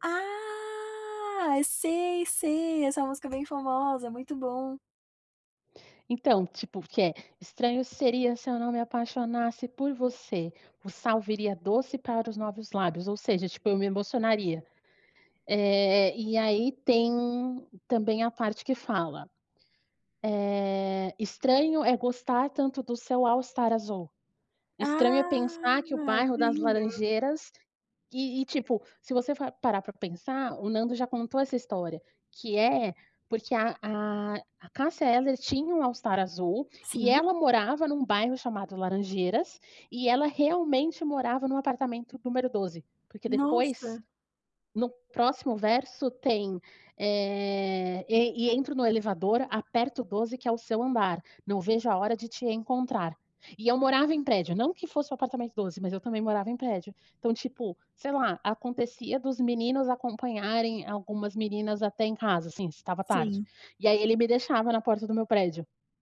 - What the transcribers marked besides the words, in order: drawn out: "Ah"; drawn out: "Ah"; tapping
- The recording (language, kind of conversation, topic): Portuguese, podcast, Que faixa marcou seu primeiro amor?